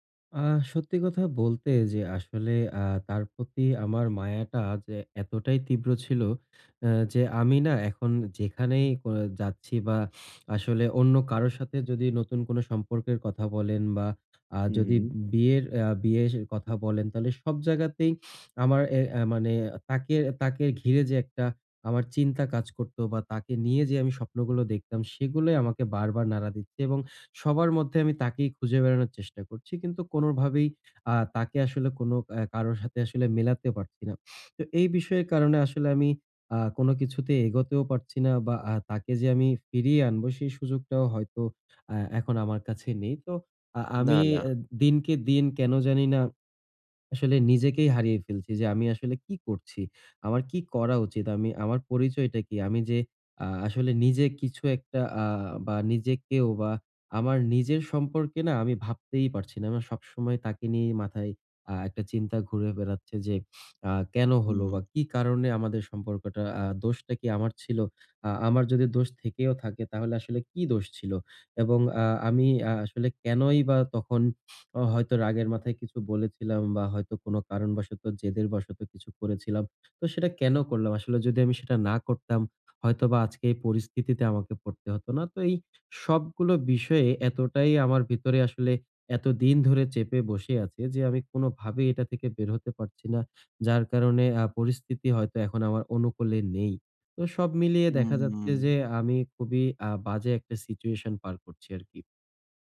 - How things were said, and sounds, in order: snort; snort; snort; snort; in English: "সিচুয়েশন"
- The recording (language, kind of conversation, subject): Bengali, advice, ব্রেকআপের পরে আমি কীভাবে ধীরে ধীরে নিজের পরিচয় পুনর্গঠন করতে পারি?